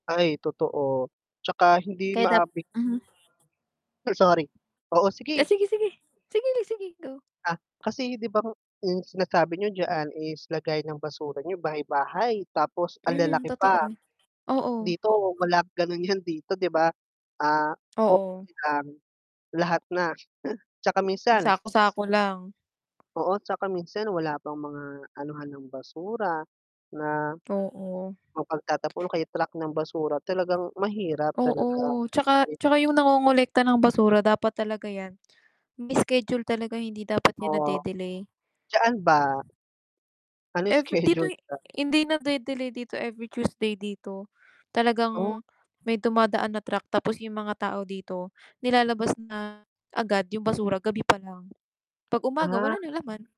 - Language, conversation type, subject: Filipino, unstructured, Ano ang masasabi mo sa mga taong nagtatapon ng basura kahit may basurahan naman sa paligid?
- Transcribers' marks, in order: mechanical hum; static; tapping; other background noise; distorted speech; unintelligible speech; wind; laughing while speaking: "schedule"